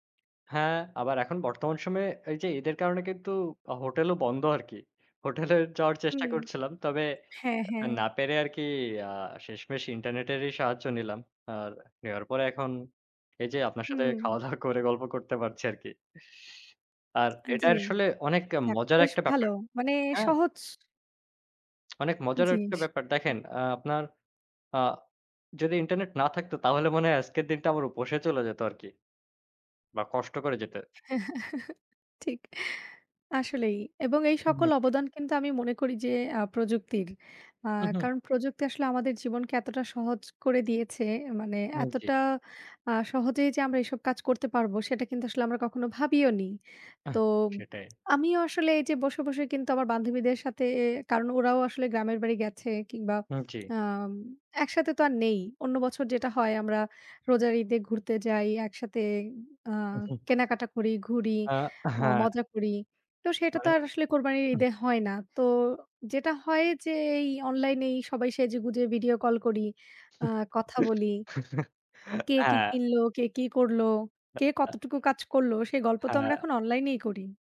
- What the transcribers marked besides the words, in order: other noise; laughing while speaking: "খাওয়া-দাওয়া করে গল্প করতে পারছি"; lip smack; chuckle; chuckle
- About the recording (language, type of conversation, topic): Bengali, unstructured, আপনার মনে হয় প্রযুক্তি আমাদের জীবন কতটা সহজ করেছে, আর আজকের প্রযুক্তি কি আমাদের স্বাধীনতা কমিয়ে দিচ্ছে?